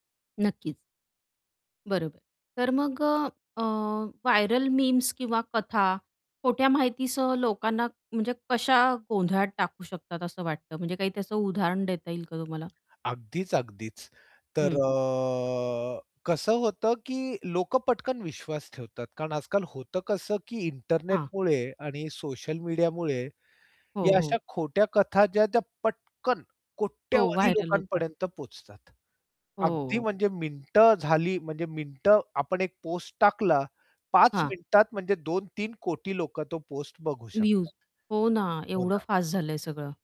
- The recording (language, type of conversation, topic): Marathi, podcast, वायरल कथा किंवा मेमेस लोकांच्या मनावर कसा प्रभाव टाकतात?
- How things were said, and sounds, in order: tapping; in English: "व्हायरल"; other background noise; drawn out: "अ"; static; stressed: "कोट्यावधी"; in English: "व्हायरल"